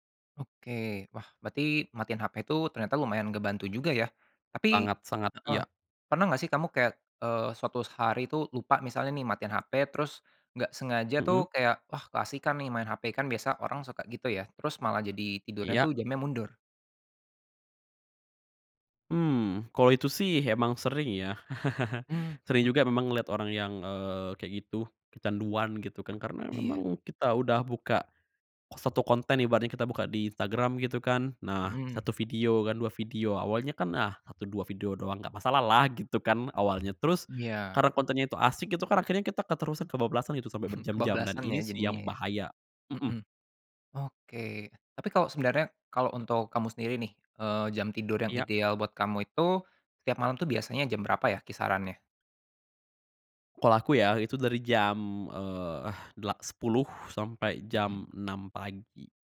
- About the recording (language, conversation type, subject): Indonesian, podcast, Bagaimana cara kamu menjaga kualitas tidur setiap malam?
- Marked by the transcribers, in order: chuckle; tapping; chuckle